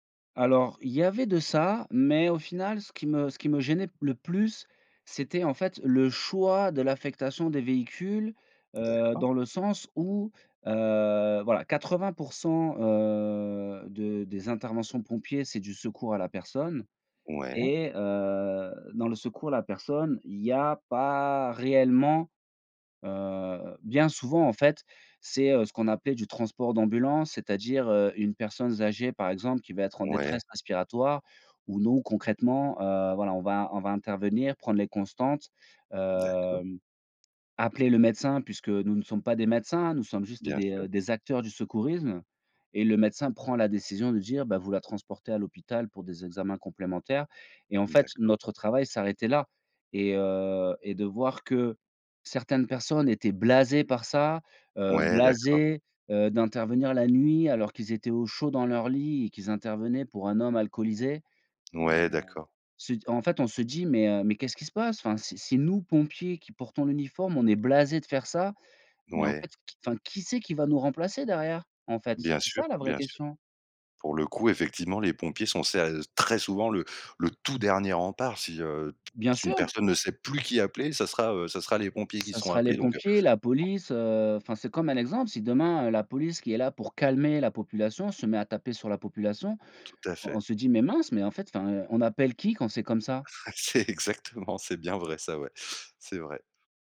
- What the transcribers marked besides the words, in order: drawn out: "heu"; other background noise; stressed: "très"; stressed: "tout"; unintelligible speech; chuckle; laughing while speaking: "C'est exactement"
- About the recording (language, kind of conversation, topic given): French, podcast, Quand tu fais une erreur, comment gardes-tu confiance en toi ?